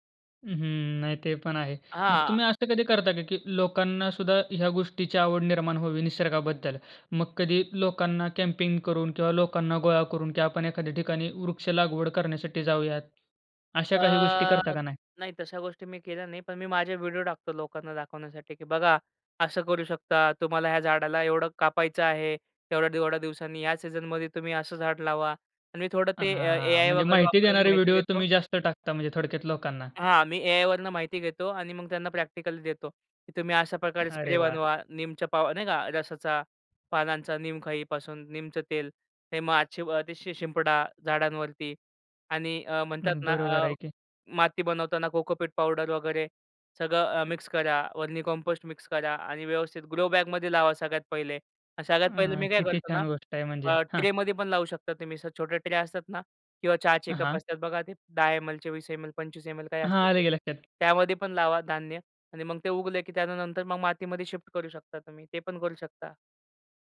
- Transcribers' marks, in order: in English: "कॅम्पिंग"; drawn out: "अ"; tapping; "थोड्या-थोड्या" said as "तेवढ्या एवढ्या"; "वरून" said as "वरनं"; other noise
- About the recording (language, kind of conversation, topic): Marathi, podcast, घरात साध्या उपायांनी निसर्गाविषयीची आवड कशी वाढवता येईल?